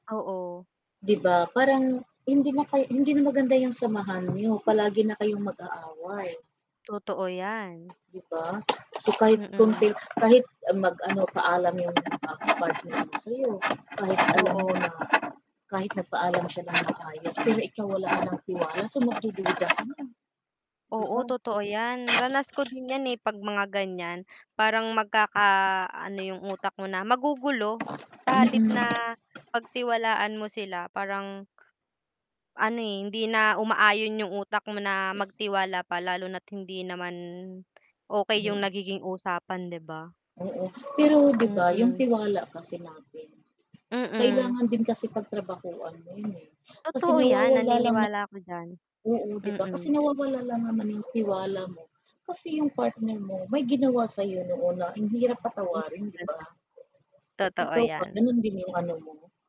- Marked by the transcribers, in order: other street noise; tapping; other noise; static; distorted speech
- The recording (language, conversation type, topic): Filipino, unstructured, Ano ang epekto ng pagtitiwala sa ating mga relasyon?